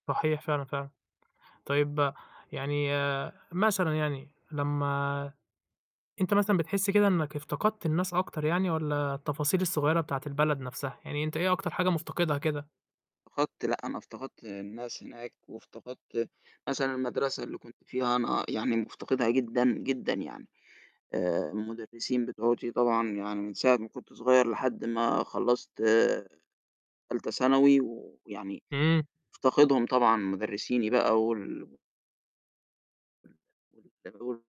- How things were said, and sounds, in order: unintelligible speech
- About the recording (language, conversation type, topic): Arabic, podcast, إيه أكتر حاجة وحشتك من الوطن وإنت بعيد؟